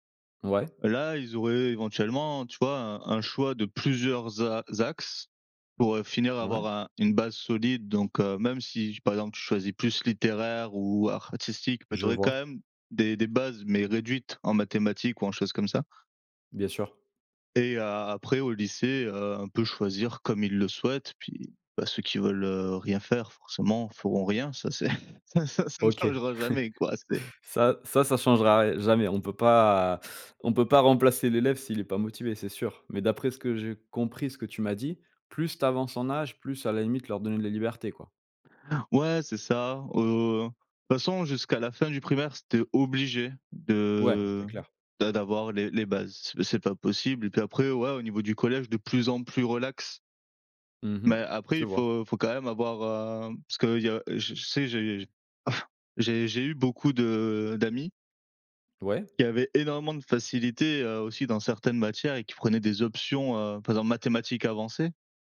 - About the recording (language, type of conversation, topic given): French, unstructured, Faut-il donner plus de liberté aux élèves dans leurs choix d’études ?
- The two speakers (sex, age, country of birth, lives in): male, 25-29, France, France; male, 35-39, France, France
- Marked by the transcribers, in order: tapping; "axes" said as "zax"; chuckle; laughing while speaking: "ça ça ne changera jamais quoi, c'est"; chuckle; stressed: "obligé"; chuckle; other background noise